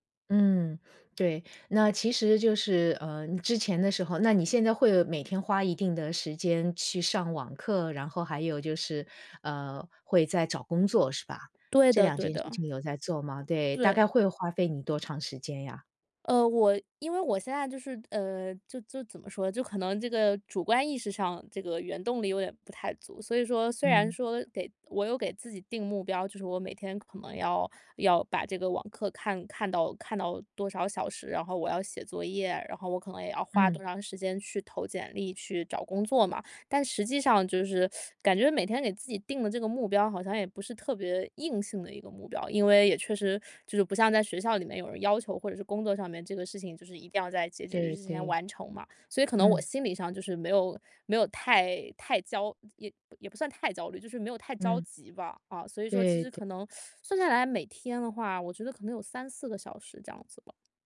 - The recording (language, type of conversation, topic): Chinese, advice, 我怎样分辨自己是真正需要休息，还是只是在拖延？
- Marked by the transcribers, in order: other background noise; tapping; teeth sucking; teeth sucking